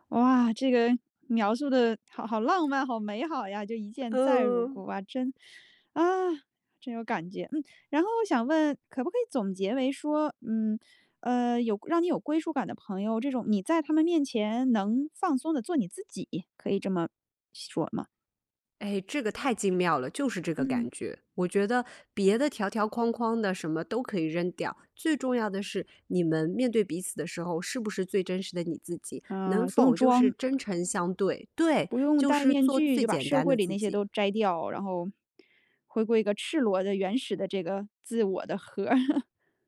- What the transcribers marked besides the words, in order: chuckle
- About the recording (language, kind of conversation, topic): Chinese, podcast, 你认为什么样的朋友会让你有归属感?